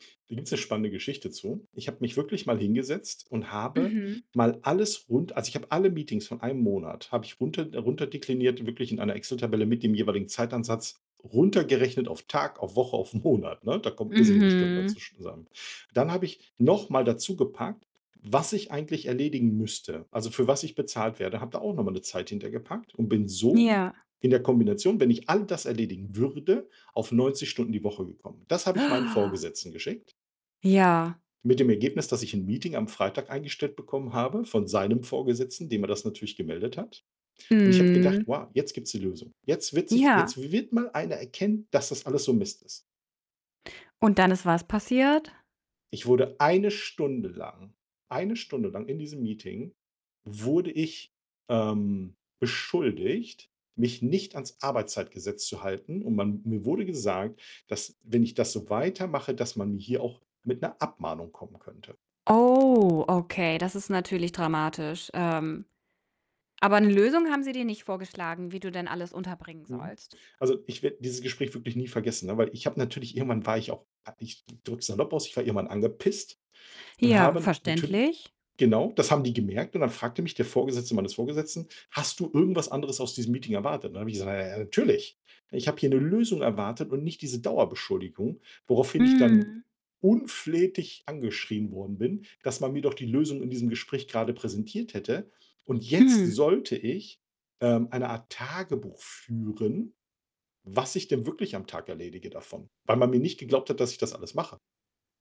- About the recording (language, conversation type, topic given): German, advice, Wie kann ich feste Zeiten zum konzentrierten Arbeiten gegenüber Meetings besser durchsetzen?
- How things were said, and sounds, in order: distorted speech; laughing while speaking: "auf Monat"; gasp; angry: "angepisst"